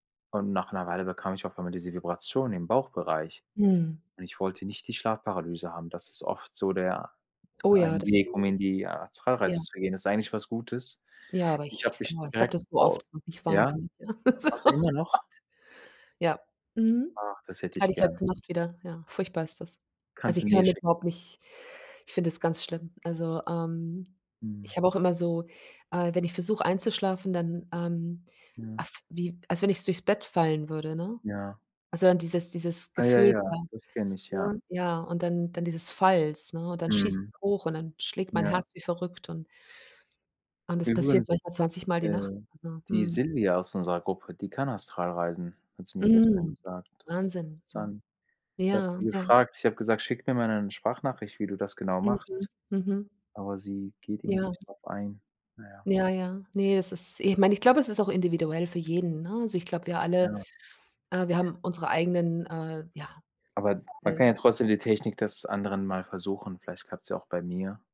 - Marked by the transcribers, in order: laugh; laughing while speaking: "So, oh Gott"; other background noise; unintelligible speech
- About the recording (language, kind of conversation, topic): German, unstructured, Welche Träume hast du für deine Zukunft?